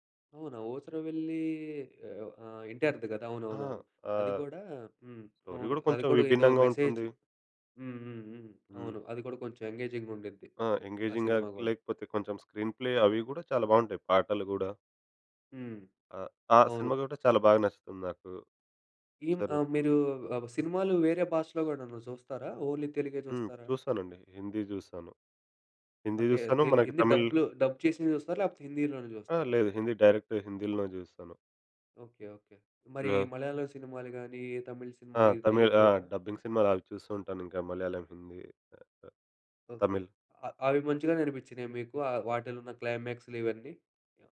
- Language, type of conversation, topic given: Telugu, podcast, సినిమాకు ఏ రకమైన ముగింపు ఉంటే బాగుంటుందని మీకు అనిపిస్తుంది?
- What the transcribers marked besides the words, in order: in English: "స్టోరీ"; in English: "మెసేజ్"; in English: "ఎంగేజింగ్"; in English: "ఎంగేజింగ్‌గా"; in English: "స్క్రీన్‌ప్లే"; other background noise; in English: "ఓన్లీ"; in English: "డబ్"; in English: "డైరెక్ట్‌గా"; in English: "డబ్బింగ్"